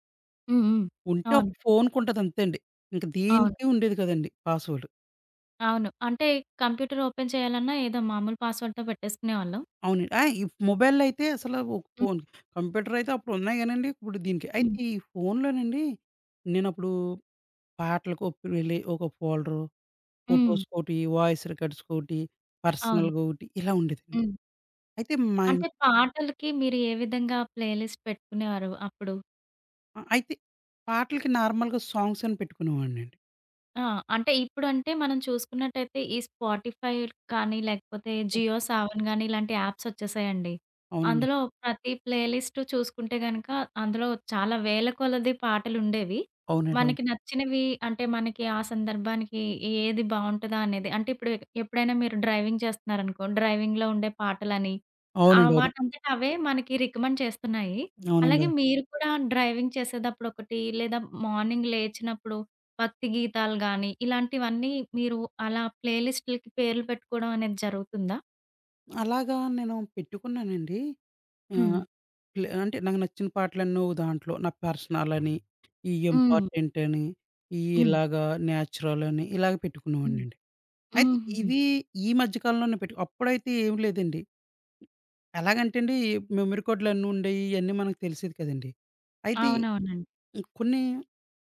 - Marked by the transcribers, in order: in English: "కంప్యూటర్ ఓపెన్"; in English: "పాస్‌వర్డ్‌తో"; in English: "మొబైల్‌లో"; other background noise; in English: "ఫోటోస్‌కి"; in English: "వాయిస్ రికార్డ్స్"; in English: "పర్సనల్‌గా"; in English: "ప్లే లిస్ట్"; in English: "నార్మల్‌గా"; tapping; in English: "యాప్స్"; in English: "ప్లే లిస్ట్"; in English: "డ్రైవింగ్"; in English: "డ్రైవింగ్‌లో"; in English: "రికమెండ్"; in English: "డ్రైవింగ్"; in English: "మార్నింగ్"
- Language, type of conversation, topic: Telugu, podcast, ప్లేలిస్టుకు పేరు పెట్టేటప్పుడు మీరు ఏ పద్ధతిని అనుసరిస్తారు?